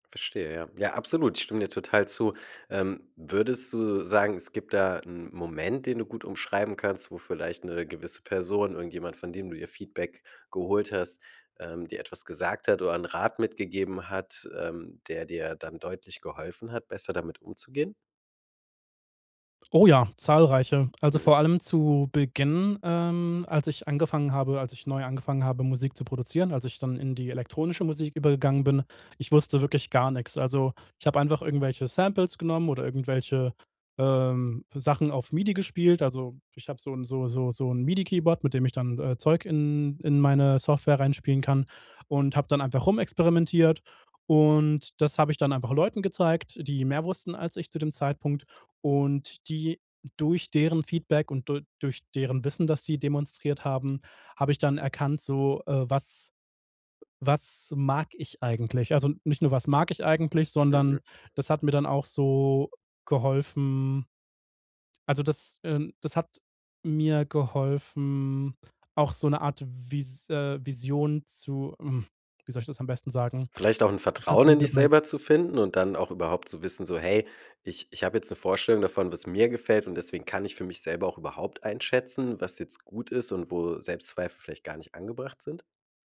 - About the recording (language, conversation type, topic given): German, podcast, Was hat dir geholfen, Selbstzweifel zu überwinden?
- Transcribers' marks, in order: other background noise; stressed: "mir"